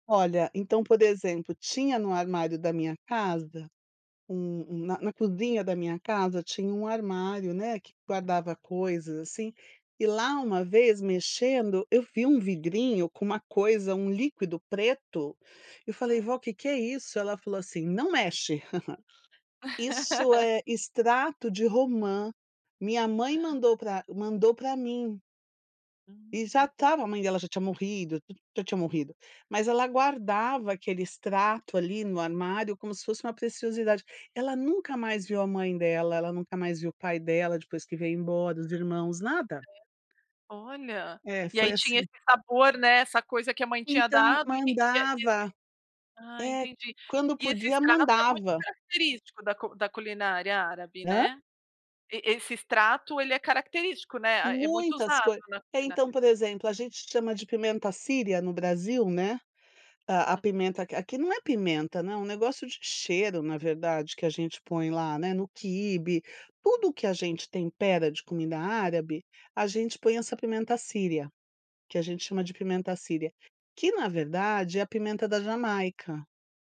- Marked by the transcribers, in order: laugh
- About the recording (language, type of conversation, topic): Portuguese, podcast, Que comida da sua infância te traz lembranças imediatas?